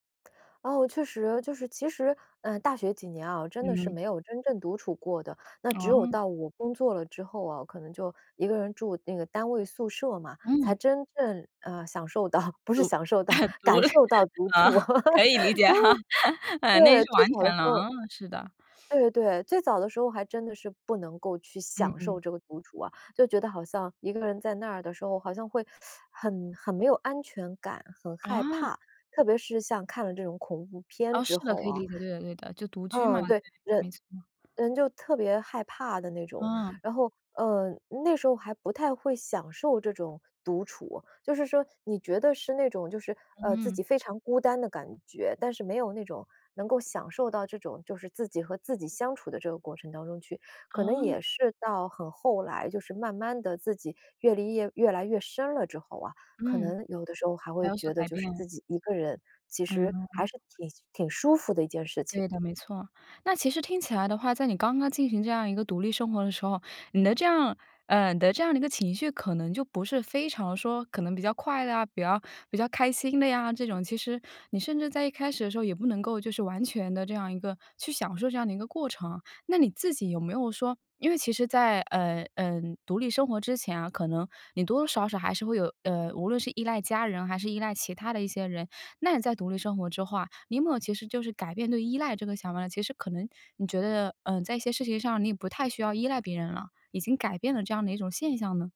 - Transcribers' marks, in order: laughing while speaking: "独 啊，独了 啊，可以理解哈，啊，那是完全了"; laughing while speaking: "不是享受到，感受到独处。然后"; teeth sucking
- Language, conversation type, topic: Chinese, podcast, 第一次独立生活教会了你哪些事？